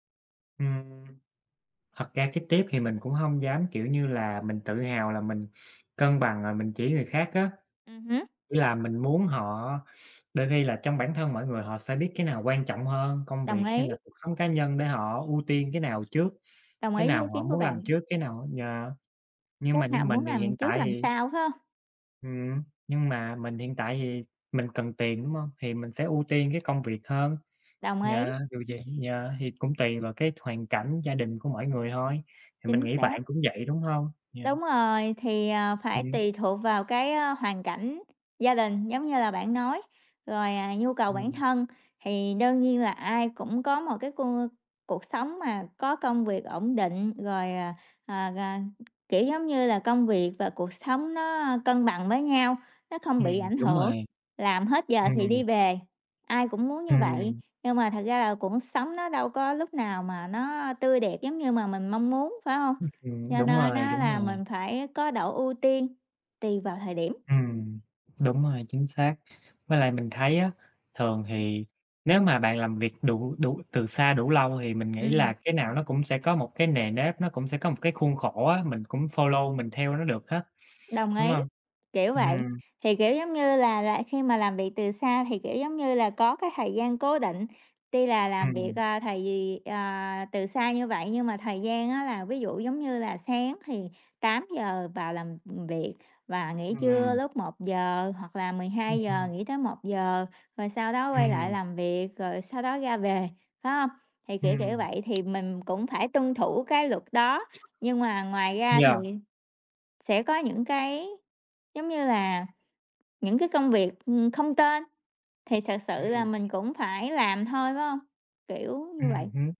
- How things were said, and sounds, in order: tapping; other background noise; in English: "follow"
- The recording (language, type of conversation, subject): Vietnamese, unstructured, Làm thế nào để duy trì động lực khi học tập và làm việc từ xa?